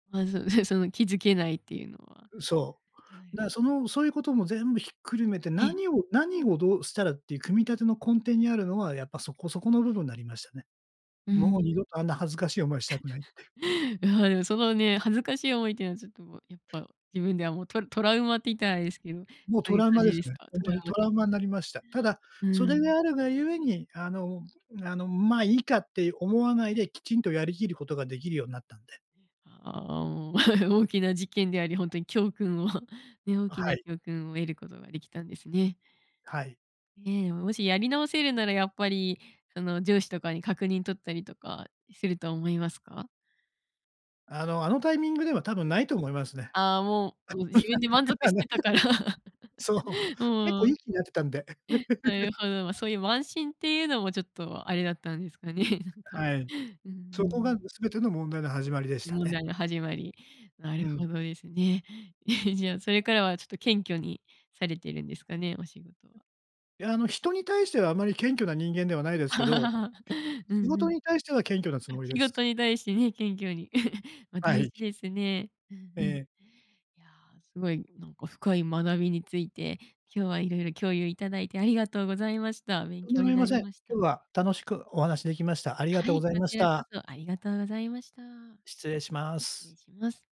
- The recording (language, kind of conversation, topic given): Japanese, podcast, 人生で一番大きな失敗から、何を学びましたか？
- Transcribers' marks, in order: chuckle; tapping; other background noise; chuckle; chuckle; laugh; laughing while speaking: "もう しゃくにん はないと思う。そう"; "確認" said as "しゃくにん"; chuckle; laugh; chuckle; chuckle; chuckle; chuckle